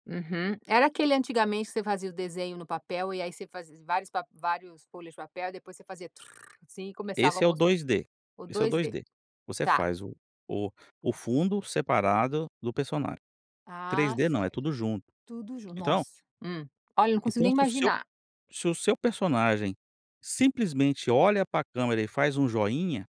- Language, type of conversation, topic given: Portuguese, podcast, Como reconhecer se alguém pode ser um bom mentor para você?
- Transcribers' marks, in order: put-on voice: "tru"